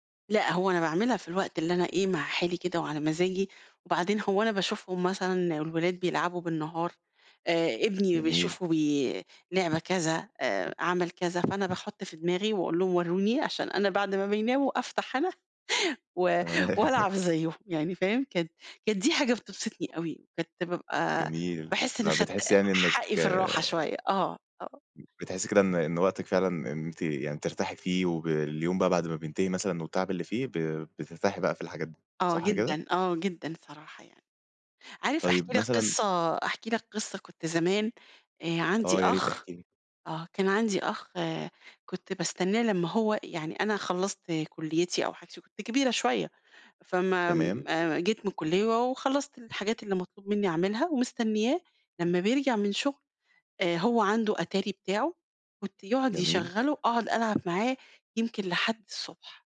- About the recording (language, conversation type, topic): Arabic, podcast, بتحب تقضي وقت فراغك بتتفرج على إيه أو بتعمل إيه؟
- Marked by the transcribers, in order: tapping; laughing while speaking: "تمام"; chuckle; background speech; other noise